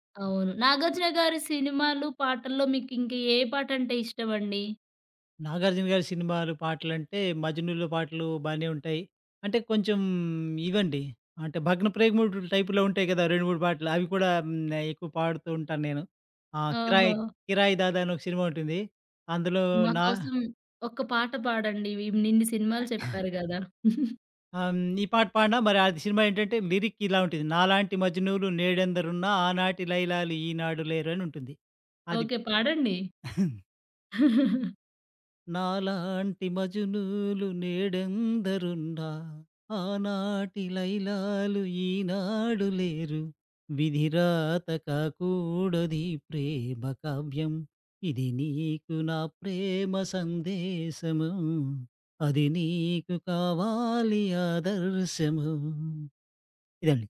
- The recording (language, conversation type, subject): Telugu, podcast, పాత పాట వింటే గుర్తుకు వచ్చే ఒక్క జ్ఞాపకం ఏది?
- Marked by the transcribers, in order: in English: "టైప్‌లో"; cough; giggle; giggle; laugh; singing: "నాలాంటి మజునూలు నేడందరున్న, ఆనాటిలైలాాలు ఈనాడు … సందేశము. అదినీకు కావాలియాదరుశము"